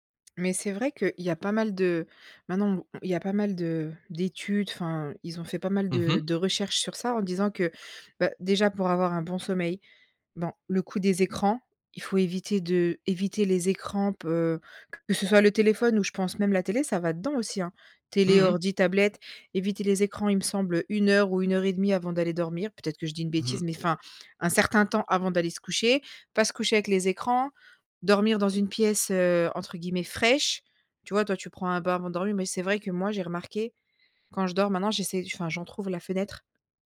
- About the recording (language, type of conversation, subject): French, podcast, Comment éviter de scroller sans fin le soir ?
- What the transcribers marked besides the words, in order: tapping